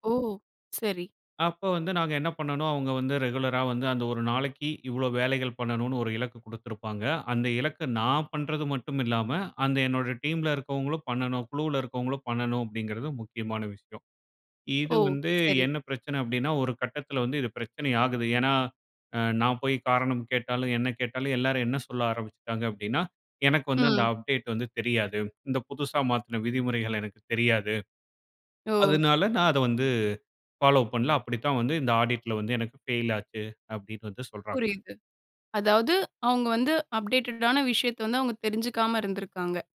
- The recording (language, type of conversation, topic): Tamil, podcast, குழுவில் ஒத்துழைப்பை நீங்கள் எப்படிப் ஊக்குவிக்கிறீர்கள்?
- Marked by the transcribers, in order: in English: "ரெகுலரா"; in English: "டீம்ல"; in English: "அப்டேட்"; in English: "பாலோ"; in English: "ஆடிட்‌ல"; in English: "அப்டேட்டட்டான"